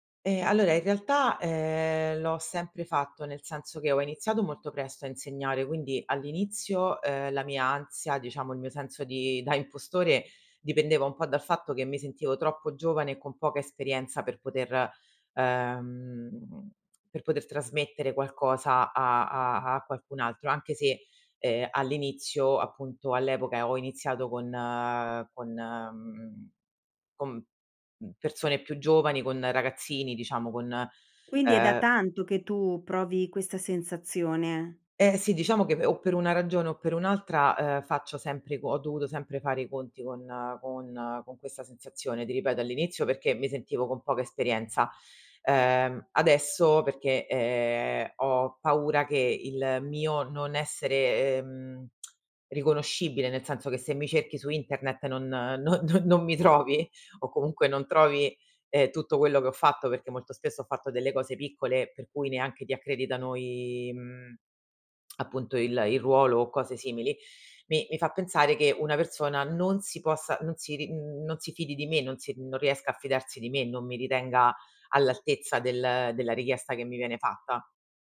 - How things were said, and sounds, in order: lip smack; laughing while speaking: "non non"; lip smack
- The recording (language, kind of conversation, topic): Italian, advice, Perché mi sento un impostore al lavoro nonostante i risultati concreti?